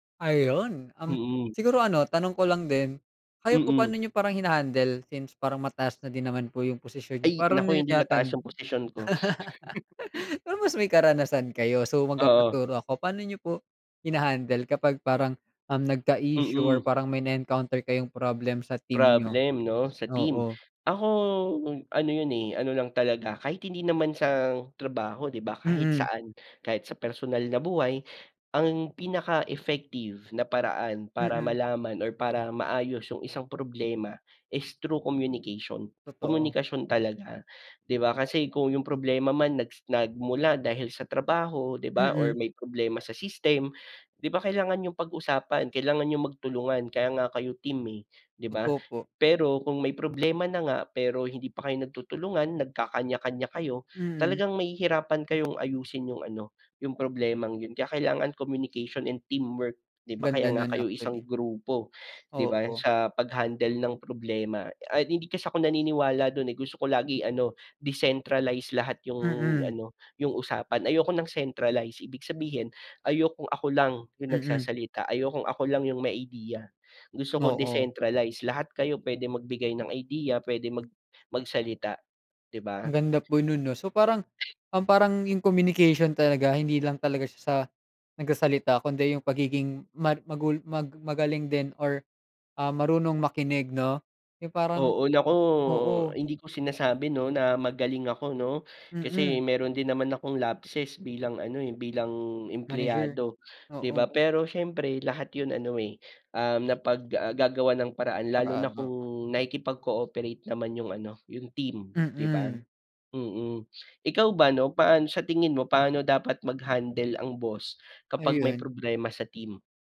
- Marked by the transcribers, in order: other background noise; tapping; laugh; chuckle; in English: "decentralize"; in English: "decentralize"; sneeze; drawn out: "naku"
- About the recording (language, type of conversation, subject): Filipino, unstructured, Ano ang pinakamahalagang katangian ng isang mabuting boss?